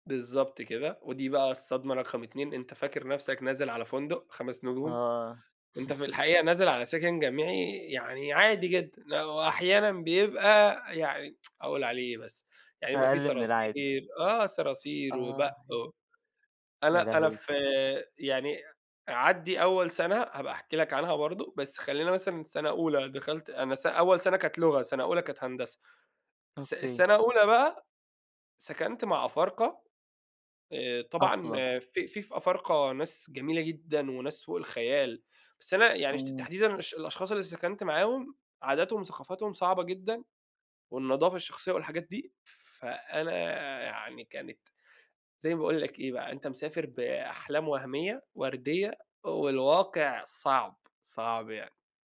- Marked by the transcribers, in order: chuckle; tsk
- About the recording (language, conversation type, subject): Arabic, podcast, احكيلي عن رحلة غيّرت نظرتك للسفر؟